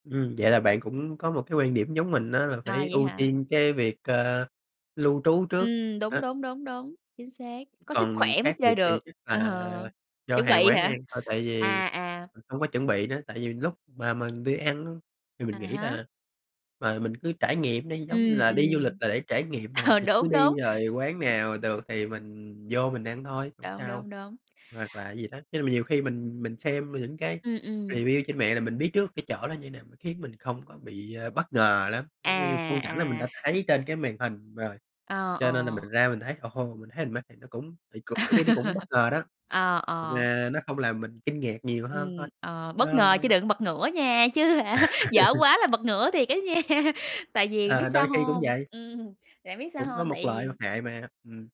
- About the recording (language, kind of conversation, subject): Vietnamese, unstructured, Bạn nghĩ sao về việc đi du lịch mà không chuẩn bị kỹ càng?
- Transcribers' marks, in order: tapping; other background noise; laughing while speaking: "Ờ"; laughing while speaking: "ờ"; in English: "review"; laugh; laughing while speaking: "chứ hả"; laugh; laughing while speaking: "á nha"